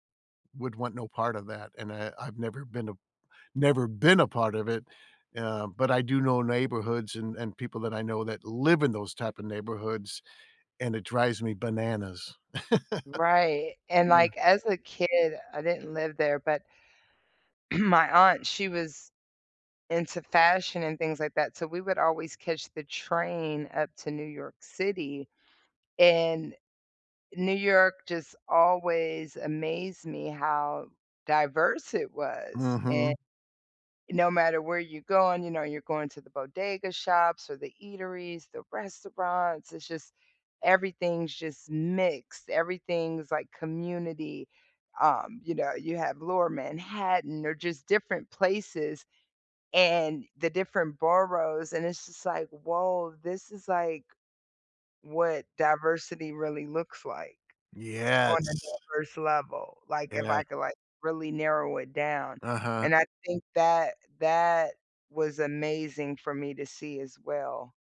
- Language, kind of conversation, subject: English, unstructured, What does diversity add to a neighborhood?
- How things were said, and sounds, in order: stressed: "been"; stressed: "live"; laugh; throat clearing; drawn out: "Yes"